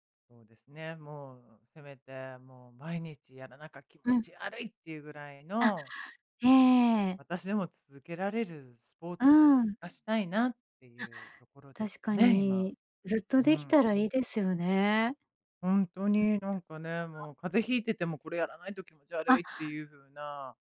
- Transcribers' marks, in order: disgusted: "気持ち悪い"; unintelligible speech
- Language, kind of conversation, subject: Japanese, advice, 毎日続けられるコツや習慣はどうやって見つけますか？